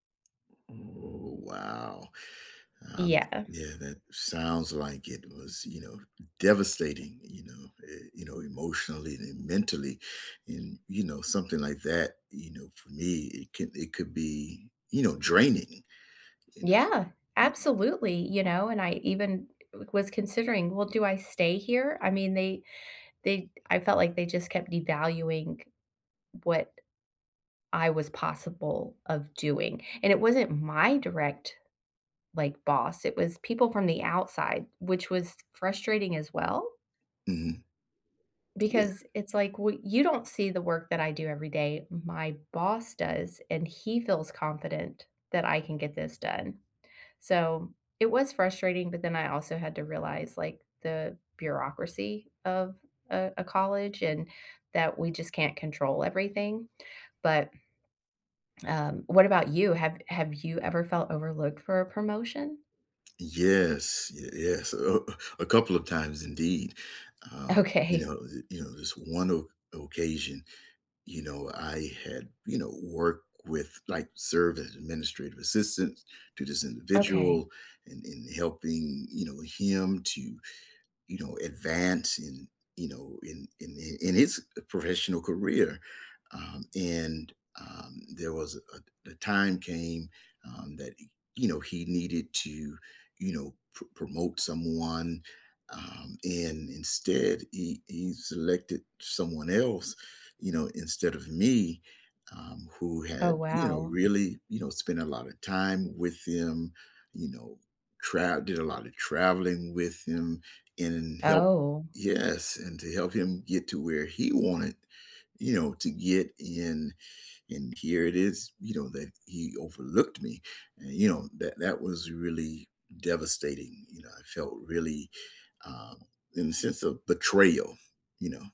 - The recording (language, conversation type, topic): English, unstructured, Have you ever felt overlooked for a promotion?
- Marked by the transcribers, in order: drawn out: "Oh"; other background noise; laughing while speaking: "Okay"